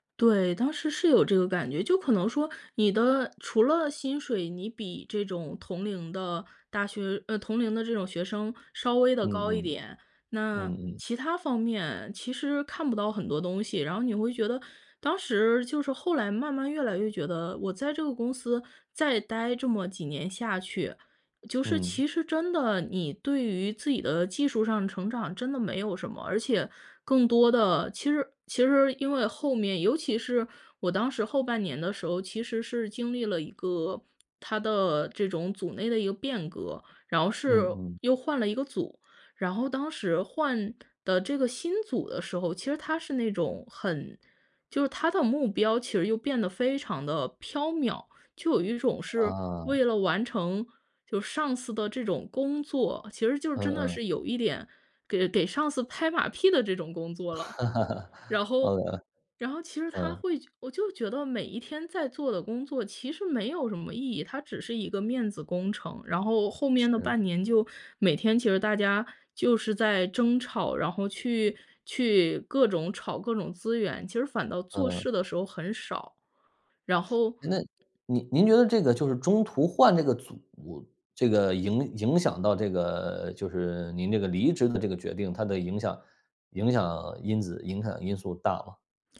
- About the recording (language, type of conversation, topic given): Chinese, podcast, 你如何判断该坚持还是该放弃呢?
- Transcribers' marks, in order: laugh; teeth sucking